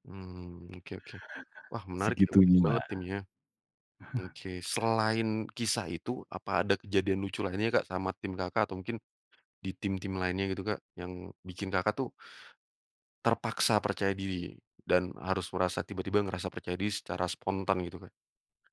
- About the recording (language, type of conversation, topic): Indonesian, podcast, Momen apa yang membuat kamu tiba-tiba merasa percaya diri?
- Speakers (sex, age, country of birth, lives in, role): male, 30-34, Indonesia, Indonesia, host; male, 40-44, Indonesia, Indonesia, guest
- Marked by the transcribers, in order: chuckle; tapping